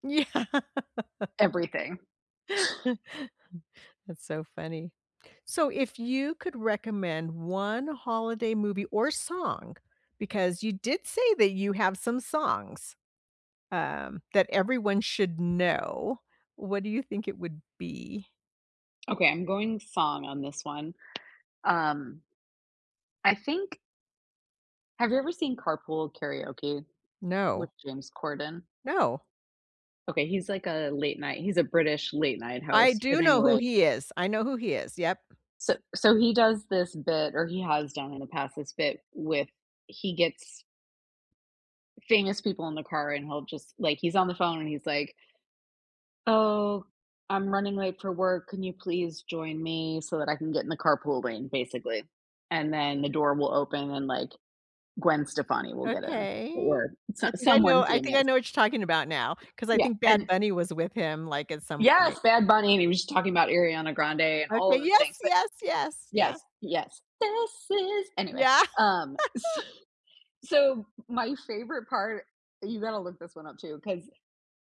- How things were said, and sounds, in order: laughing while speaking: "Yeah"; laugh; chuckle; other background noise; tapping; anticipating: "Okay"; drawn out: "Okay"; joyful: "yes! Yes, yes"; singing: "This is"; laugh; laughing while speaking: "so"
- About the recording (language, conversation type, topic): English, unstructured, What is your favorite holiday movie or song, and why?